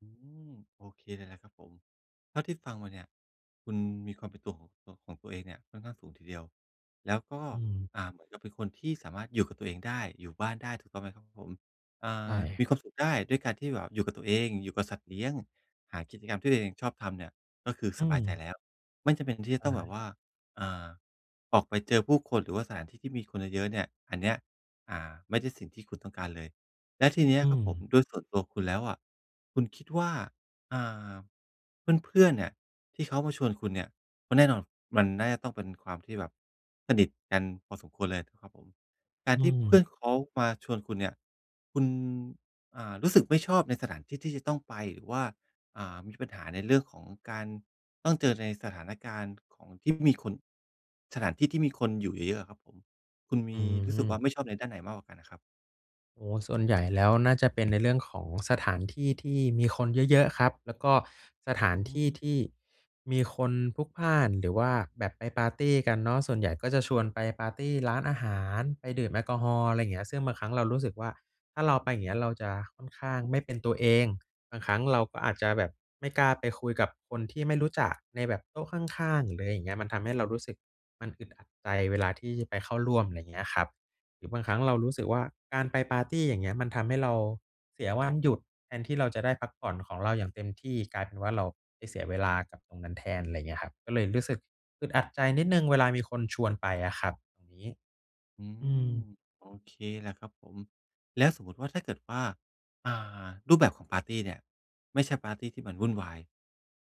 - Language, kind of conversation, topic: Thai, advice, ทำอย่างไรดีเมื่อฉันเครียดช่วงวันหยุดเพราะต้องไปงานเลี้ยงกับคนที่ไม่ชอบ?
- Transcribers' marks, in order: none